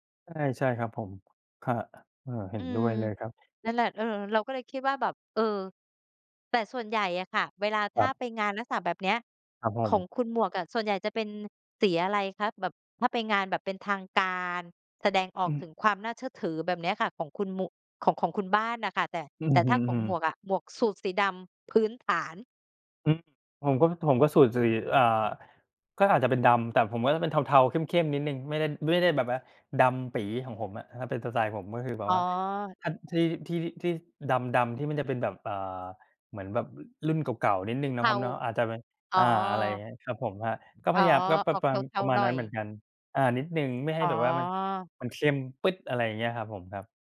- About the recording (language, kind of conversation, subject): Thai, unstructured, คุณชอบแสดงความเป็นตัวเองผ่านการแต่งตัวแบบไหนมากที่สุด?
- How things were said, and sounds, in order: none